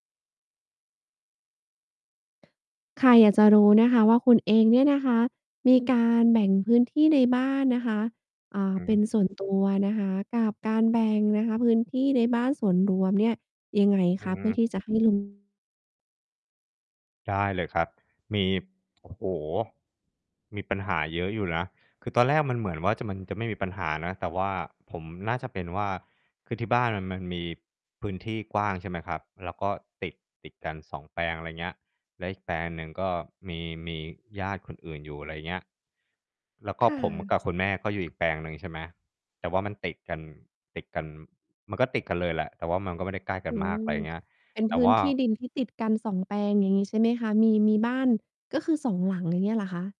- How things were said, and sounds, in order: tapping; mechanical hum; distorted speech; static
- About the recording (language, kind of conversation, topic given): Thai, podcast, จะแบ่งพื้นที่ส่วนตัวกับพื้นที่ส่วนรวมในบ้านอย่างไรให้ลงตัว?